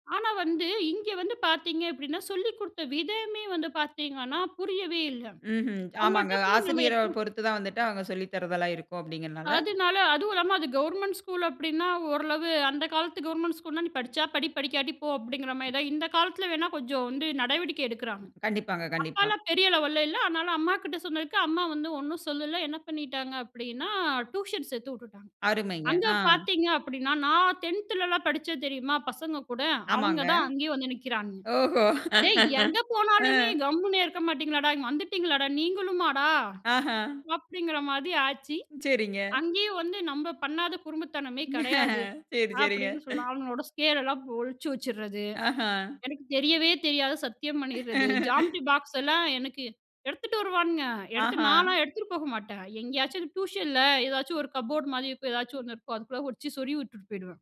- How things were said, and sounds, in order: other background noise; laughing while speaking: "ஓஹோ! ஆ"; laugh; laughing while speaking: "செரி, செரிங்க"; laugh; in English: "கப்போர்டு"
- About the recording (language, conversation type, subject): Tamil, podcast, உங்கள் கல்வி பயணத்தை ஒரு கதையாகச் சொன்னால் எப்படி ஆரம்பிப்பீர்கள்?